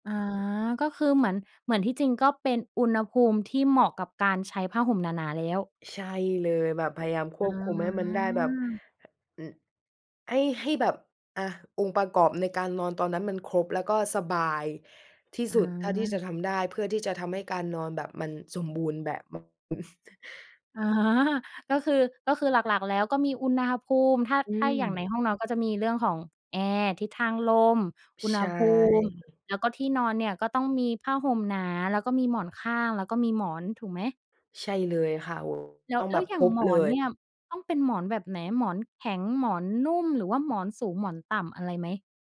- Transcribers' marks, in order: drawn out: "อา"; tapping; other background noise; laughing while speaking: "อา"
- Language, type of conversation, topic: Thai, podcast, คุณมีเทคนิคอะไรที่ช่วยให้นอนหลับได้ดีขึ้นบ้าง?